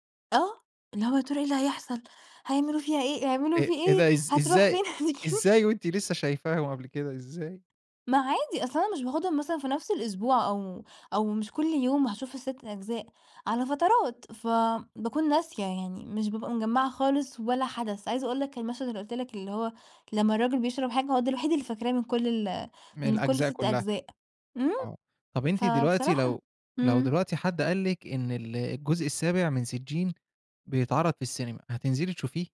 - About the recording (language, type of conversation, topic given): Arabic, podcast, فاكر أول فيلم شفته في السينما كان إيه؟
- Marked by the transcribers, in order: laugh